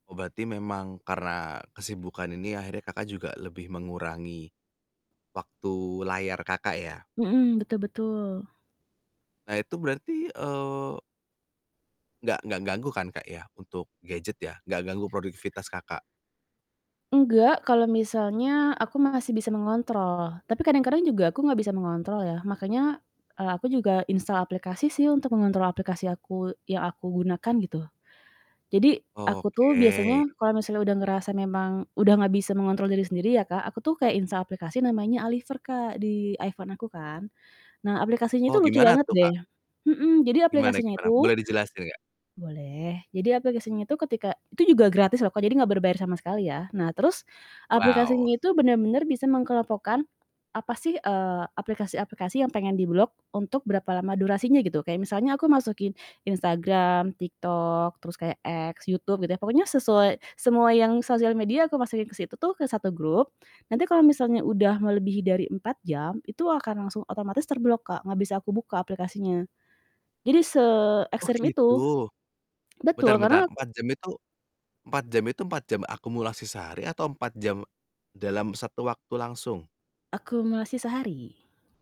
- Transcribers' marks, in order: distorted speech; other background noise; static
- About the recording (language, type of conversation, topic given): Indonesian, podcast, Bagaimana pengaruh penggunaan gawai terhadap kualitas istirahatmu berdasarkan pengalamanmu?